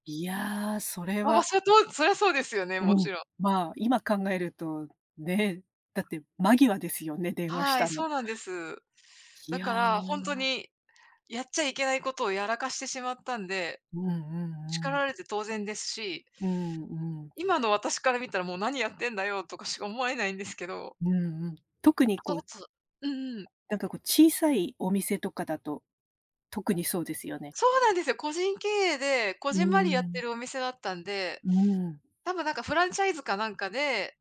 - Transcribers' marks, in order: other background noise; tapping
- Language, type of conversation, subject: Japanese, unstructured, 初めてアルバイトをしたとき、どんなことを学びましたか？